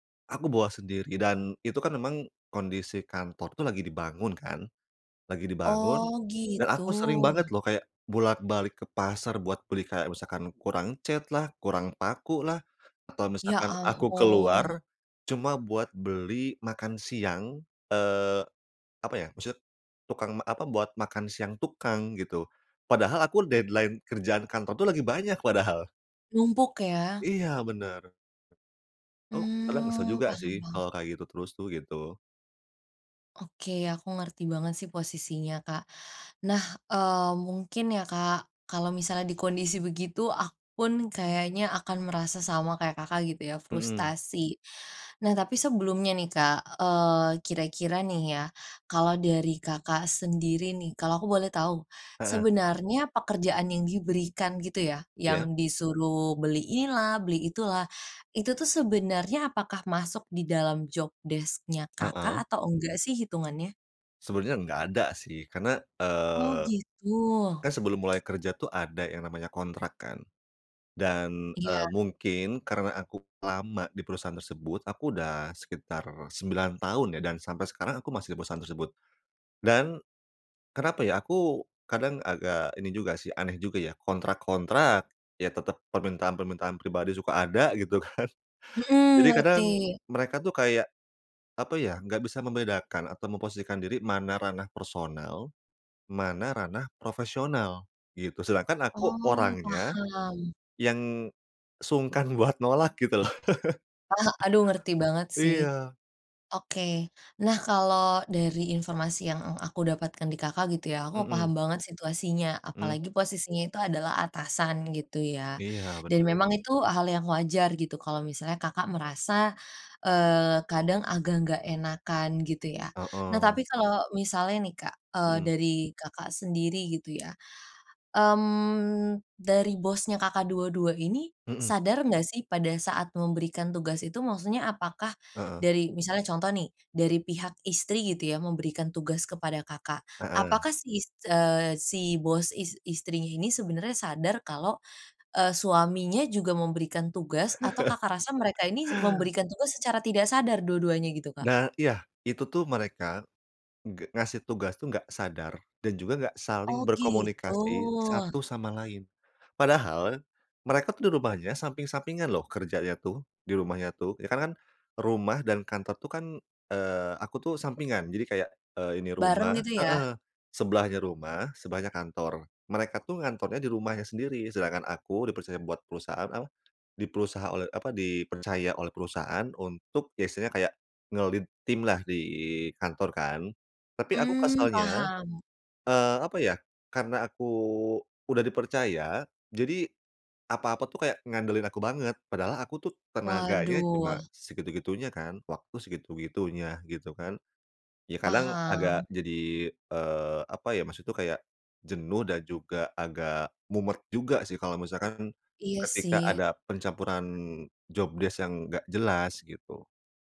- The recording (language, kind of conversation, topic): Indonesian, advice, Bagaimana cara menentukan prioritas tugas ketika semuanya terasa mendesak?
- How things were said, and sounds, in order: in English: "deadline"; other background noise; in English: "job desc-nya"; tapping; laughing while speaking: "kan"; laughing while speaking: "buat"; laughing while speaking: "loh"; chuckle; laugh; "apa" said as "awa"; in English: "nge-lead"